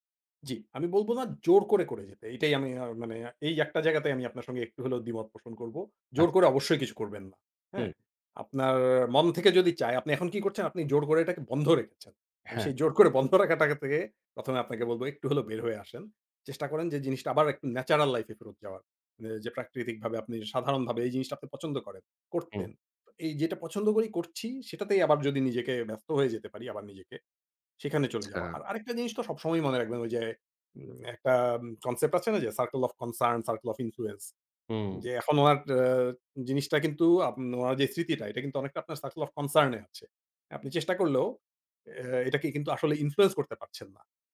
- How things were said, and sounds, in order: laughing while speaking: "জোর করে বন্ধ রাখাটা"; in English: "circle of concern, circle of influence"; in English: "circle of concern"
- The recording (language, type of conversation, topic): Bengali, advice, স্মৃতি, গান বা কোনো জায়গা দেখে কি আপনার হঠাৎ কষ্ট অনুভব হয়?